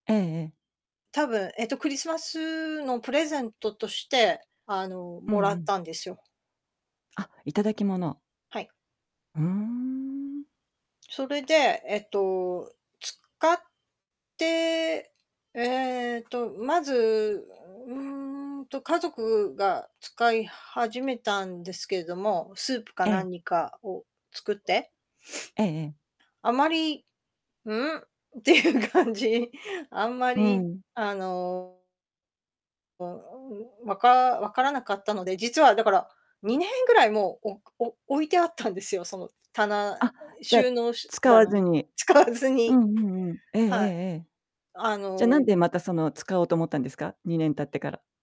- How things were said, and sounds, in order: other background noise; sniff; laughing while speaking: "っていう感じ"; distorted speech; laughing while speaking: "使わずに"
- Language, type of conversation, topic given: Japanese, podcast, お気に入りの道具や品物は何ですか？